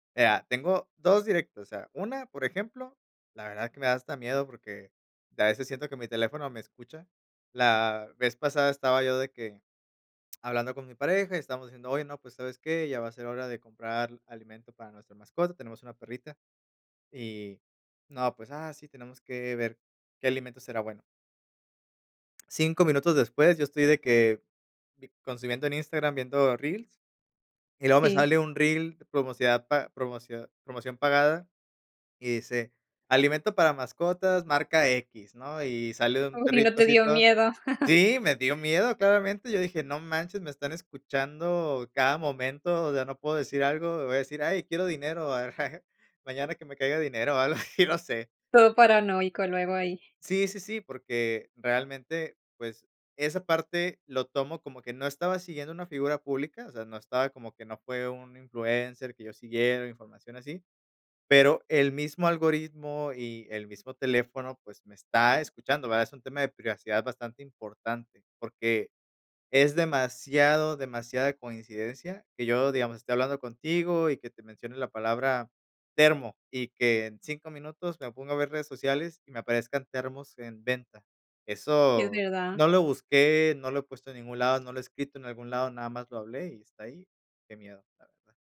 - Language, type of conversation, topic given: Spanish, podcast, ¿Cómo influyen las redes sociales en lo que consumimos?
- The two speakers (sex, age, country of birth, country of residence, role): female, 30-34, Mexico, United States, host; male, 35-39, Mexico, Mexico, guest
- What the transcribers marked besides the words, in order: laughing while speaking: "Uy, ¿y no te dio miedo?"; chuckle